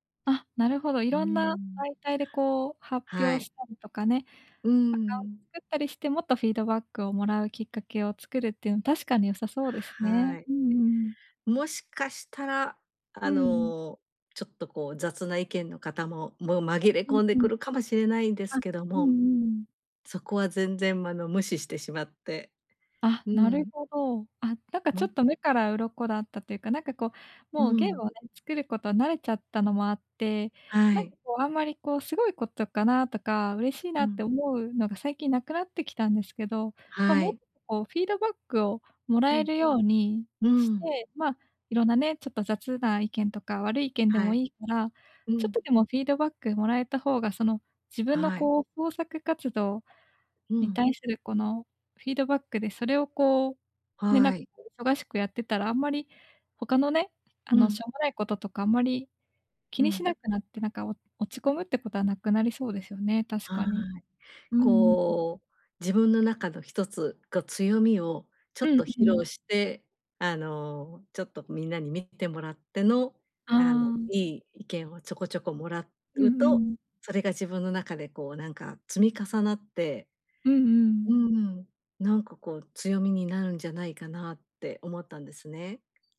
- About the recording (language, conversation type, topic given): Japanese, advice, 他人と比べて落ち込んでしまうとき、どうすれば自信を持てるようになりますか？
- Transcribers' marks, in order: other background noise